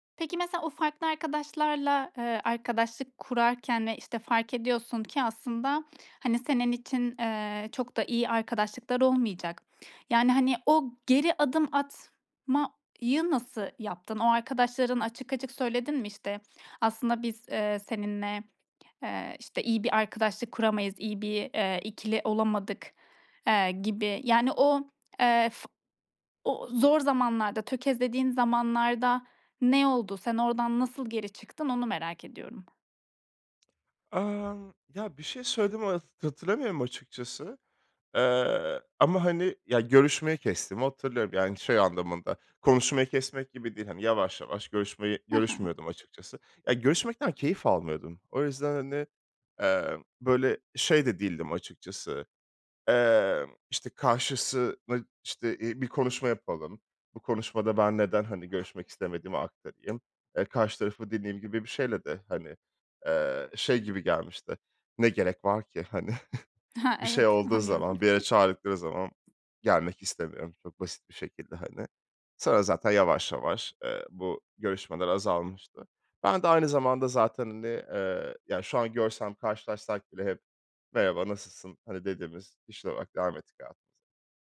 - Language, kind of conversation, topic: Turkish, podcast, Kendini tanımaya nereden başladın?
- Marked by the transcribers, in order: tapping; other background noise; chuckle; giggle